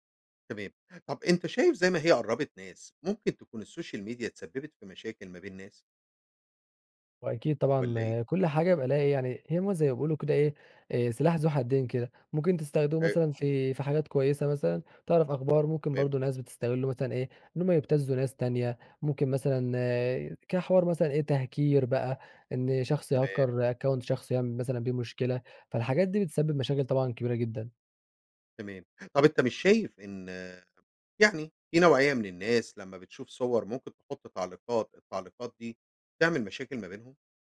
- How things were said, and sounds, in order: in English: "السوشيال ميديا"; other noise; in English: "تهكير"; in English: "يهكر أكونت"
- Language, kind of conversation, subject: Arabic, podcast, إزاي السوشيال ميديا أثّرت على علاقاتك اليومية؟